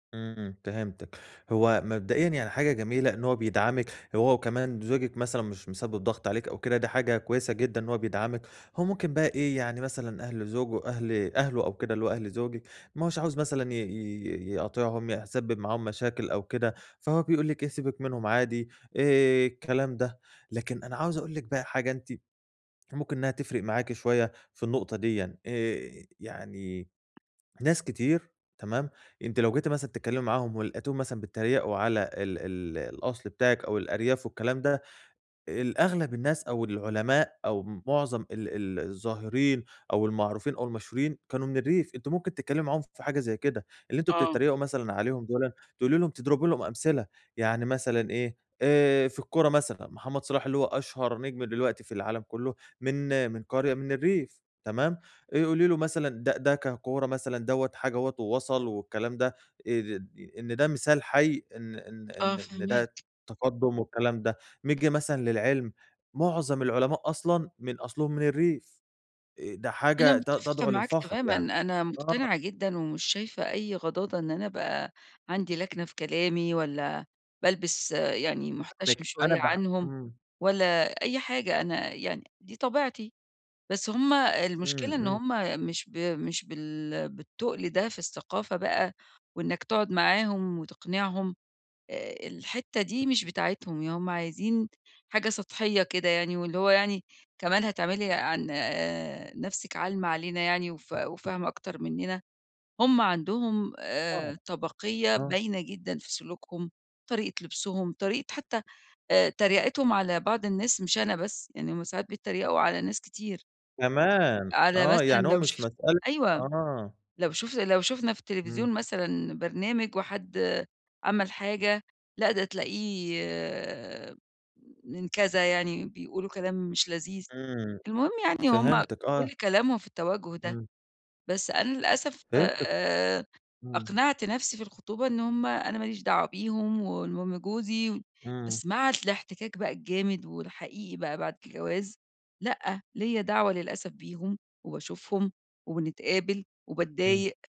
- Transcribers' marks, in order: tapping
- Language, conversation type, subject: Arabic, advice, ازاي أتنقل بين دوائر اجتماعية مختلفة من غير ما أفقد نفسي؟